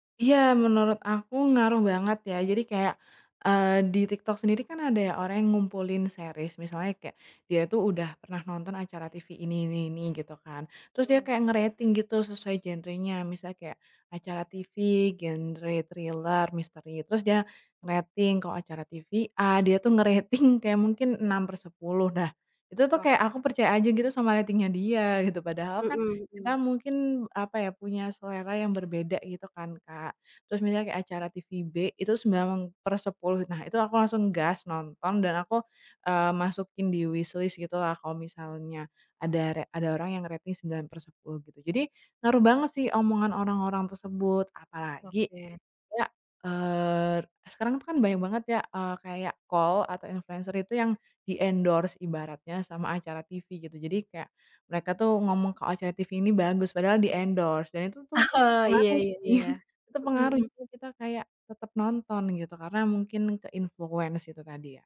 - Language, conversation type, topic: Indonesian, podcast, Bagaimana media sosial memengaruhi popularitas acara televisi?
- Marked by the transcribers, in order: in English: "series"; laughing while speaking: "ngerating"; other background noise; in English: "wishlist"; in English: "di-endorse"; in English: "di-endorse"; laughing while speaking: "Oh"; chuckle; in English: "ke-influence"